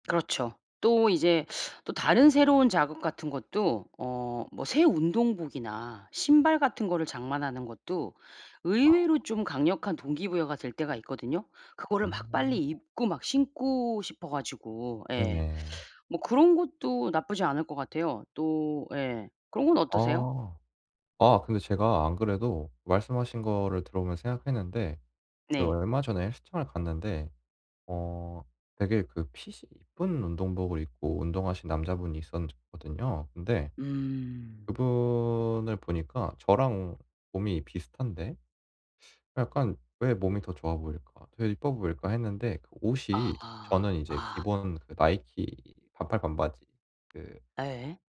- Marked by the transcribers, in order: unintelligible speech; other background noise
- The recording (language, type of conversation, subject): Korean, advice, 운동 루틴을 꾸준히 유지하고 방해 요인을 극복하는 데 무엇이 도움이 될까요?